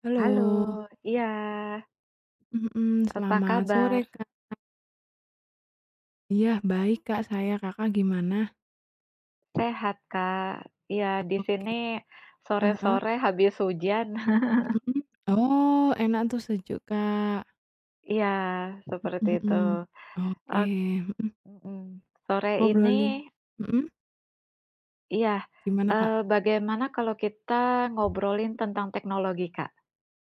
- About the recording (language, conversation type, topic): Indonesian, unstructured, Bagaimana teknologi mengubah cara kita bekerja setiap hari?
- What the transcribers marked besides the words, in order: other background noise; chuckle